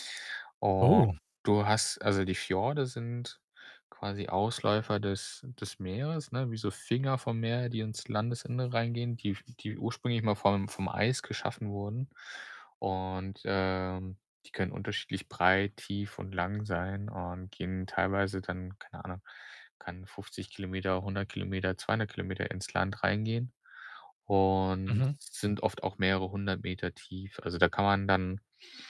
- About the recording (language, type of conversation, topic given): German, podcast, Kannst du von einem Ort erzählen, an dem du dich klein gefühlt hast?
- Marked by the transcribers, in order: other background noise; surprised: "Oh"